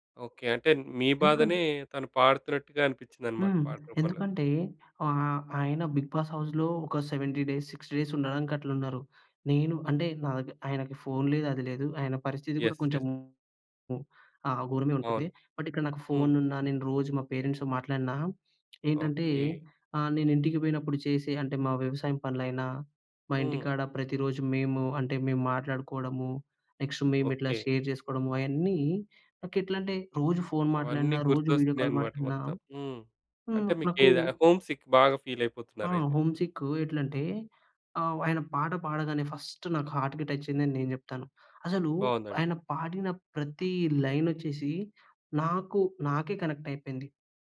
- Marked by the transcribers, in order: tapping; in English: "హౌస్‌లో"; in English: "సెవెంటీ సిక్స్టీ, డేస్"; in English: "యెస్. యెస్"; in English: "బట్"; in English: "పేరెంట్స్‌తో"; other noise; in English: "నెక్స్ట్"; in English: "షేర్"; in English: "వీడియో కాల్"; in English: "హోమ్‌సిక్"; in English: "ఫీల్"; in English: "హోమ్‌సిక్"; in English: "ఫస్ట్"; in English: "హార్ట్‌కి"; in English: "కనెక్ట్"
- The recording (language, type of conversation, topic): Telugu, podcast, సంగీతం మీ బాధను తగ్గించడంలో ఎలా సహాయపడుతుంది?